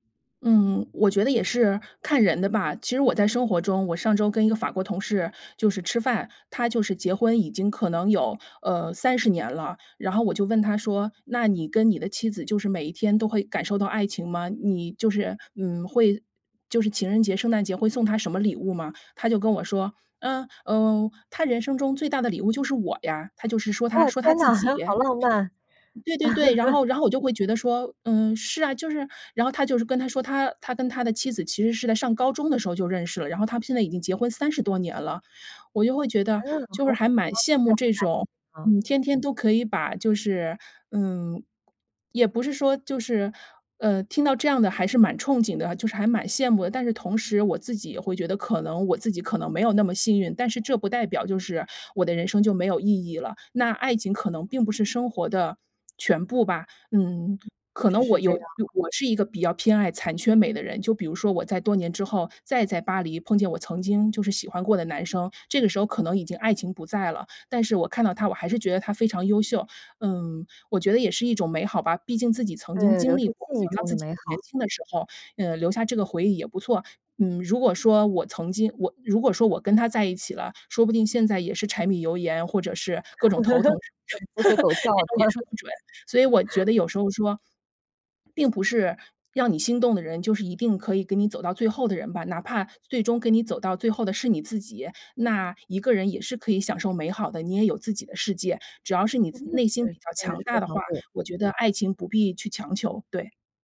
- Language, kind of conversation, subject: Chinese, podcast, 你能跟我们分享一部对你影响很大的电影吗？
- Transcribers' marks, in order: tapping; other background noise; chuckle; laugh; unintelligible speech; laugh; laughing while speaking: "对，鸡飞狗跳的"; laugh; "让" said as "样"